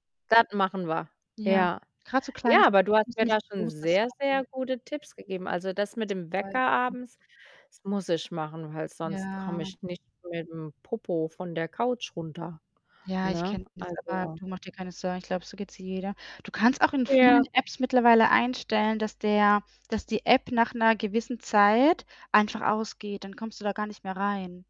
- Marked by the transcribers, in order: "Das" said as "dat"; distorted speech; unintelligible speech; other background noise
- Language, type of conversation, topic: German, podcast, Wie findest du eine gute Balance zwischen Bildschirmzeit und echten sozialen Kontakten?